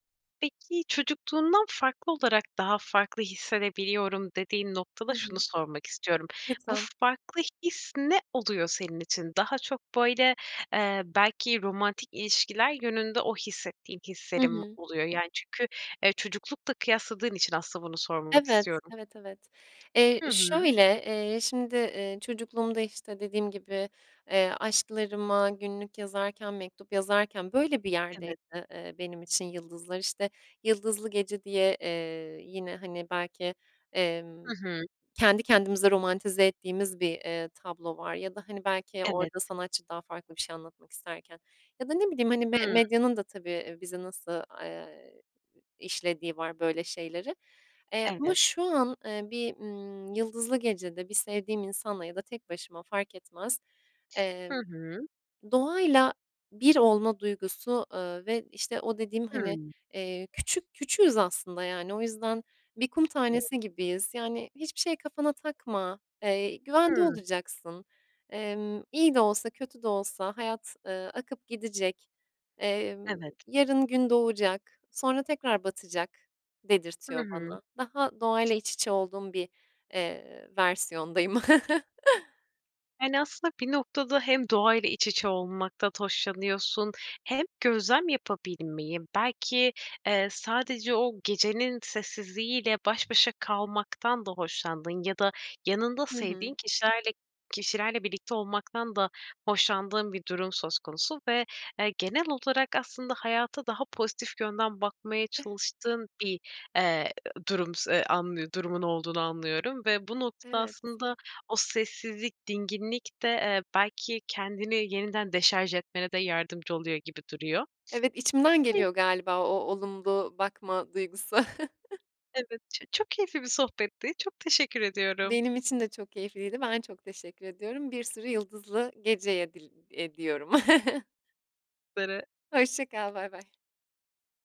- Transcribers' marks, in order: tapping; other noise; other background noise; chuckle; unintelligible speech; unintelligible speech; chuckle; chuckle; unintelligible speech
- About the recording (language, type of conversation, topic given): Turkish, podcast, Yıldızlı bir gece seni nasıl hissettirir?